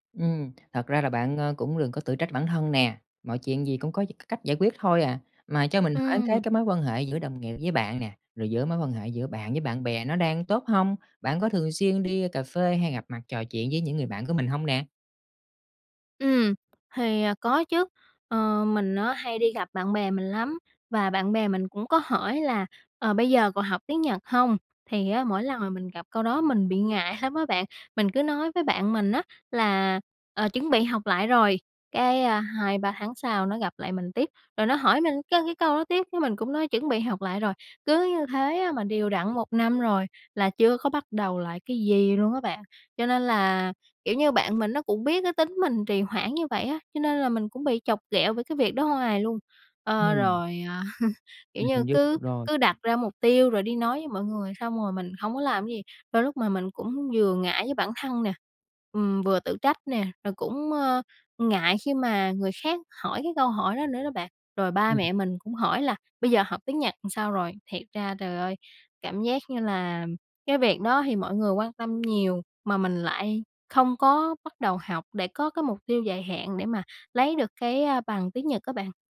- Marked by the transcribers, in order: tapping; other background noise; laughing while speaking: "lắm"; chuckle
- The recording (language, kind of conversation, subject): Vietnamese, advice, Vì sao bạn chưa hoàn thành mục tiêu dài hạn mà bạn đã đặt ra?